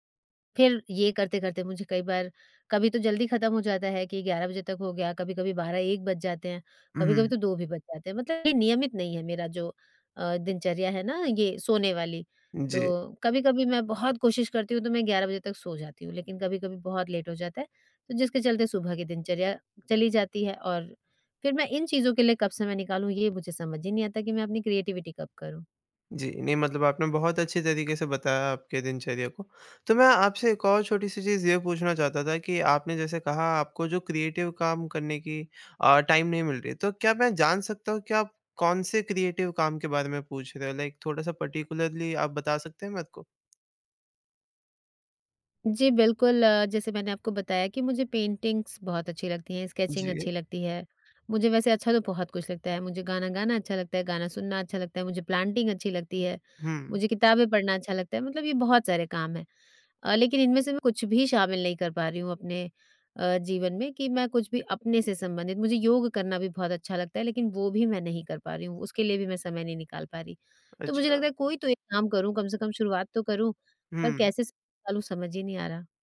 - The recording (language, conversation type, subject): Hindi, advice, मैं रोज़ाना रचनात्मक काम के लिए समय कैसे निकालूँ?
- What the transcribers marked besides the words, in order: in English: "लेट"; in English: "क्रीऐटिवटी"; tapping; in English: "क्रिएटिव"; in English: "टाइम"; in English: "क्रिएटिव"; in English: "लाइक"; in English: "पर्टिक्युलर्ली"; in English: "पेंटिंग्स"; in English: "स्केचिंग"; in English: "प्लांटिंग"